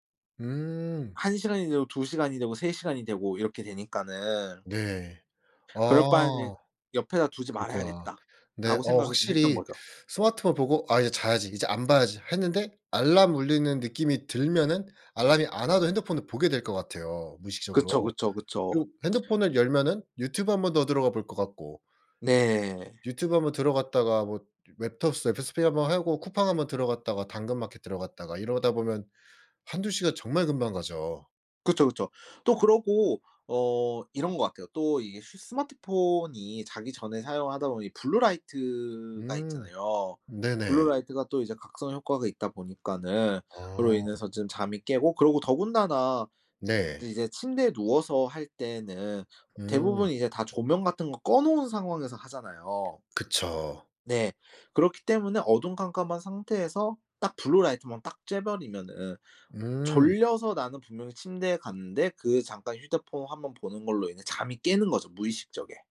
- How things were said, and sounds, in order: inhale; other background noise; in English: "블루 라이트가"; in English: "블루 라이트가"; tapping; "어두컴컴한" said as "어둠캄캄한"; in English: "블루 라이트만"
- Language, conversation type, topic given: Korean, podcast, 취침 전에 스마트폰 사용을 줄이려면 어떻게 하면 좋을까요?